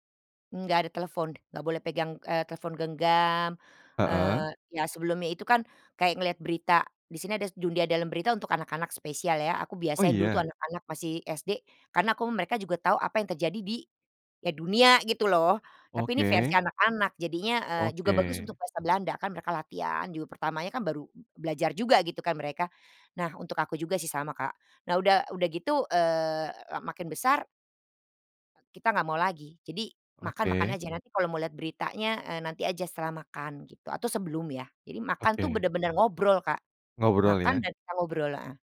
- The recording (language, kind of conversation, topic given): Indonesian, podcast, Bagaimana tradisi makan bersama keluarga di rumahmu?
- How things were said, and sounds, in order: other background noise